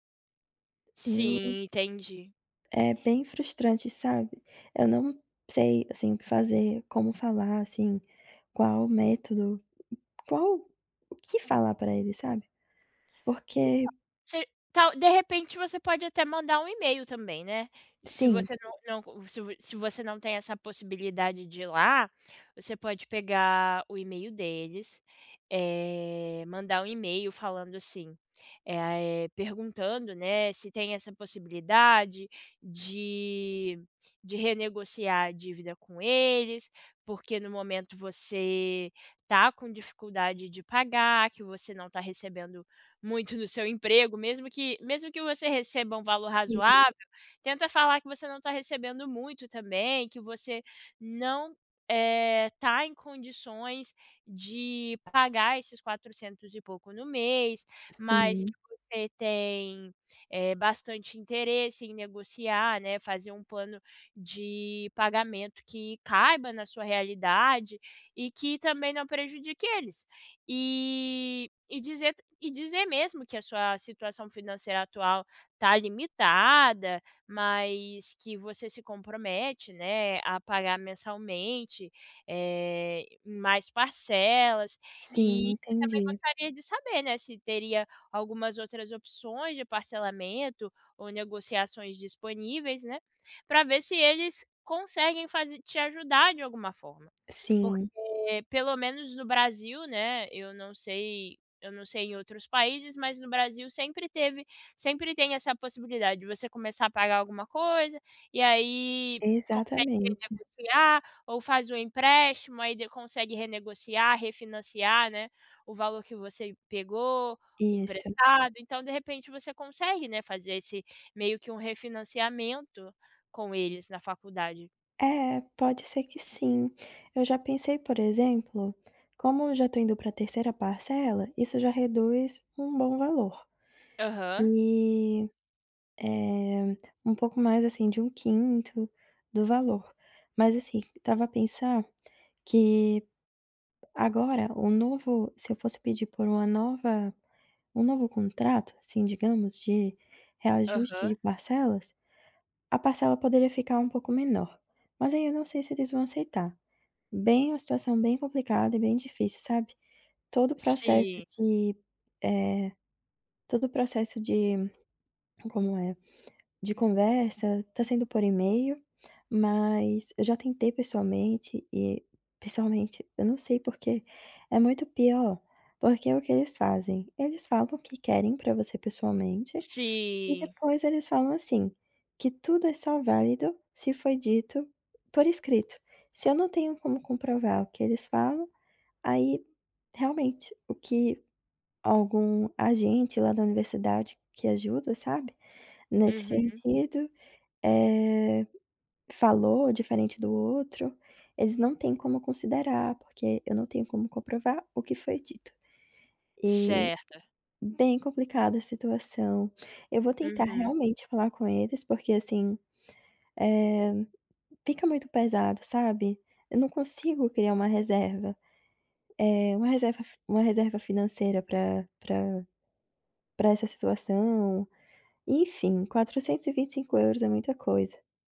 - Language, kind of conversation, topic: Portuguese, advice, Como posso priorizar pagamentos e reduzir minhas dívidas de forma prática?
- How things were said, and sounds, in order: tapping